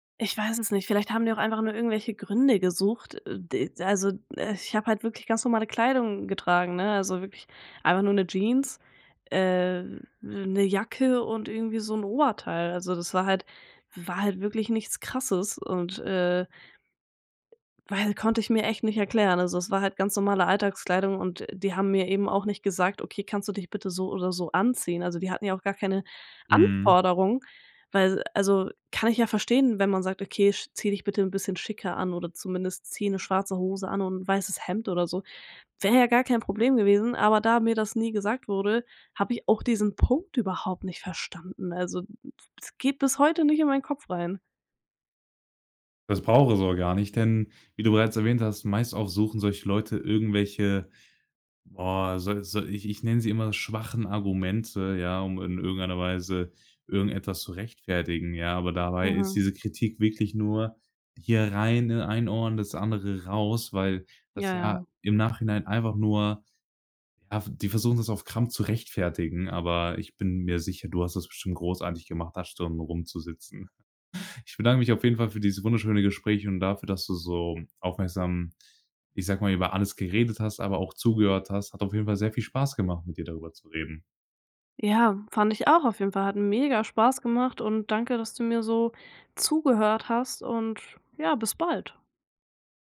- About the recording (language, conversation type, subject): German, podcast, Kannst du von einem Misserfolg erzählen, der dich weitergebracht hat?
- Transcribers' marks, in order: stressed: "Anforderung"; stressed: "Punkt"; chuckle; joyful: "ja, bis bald"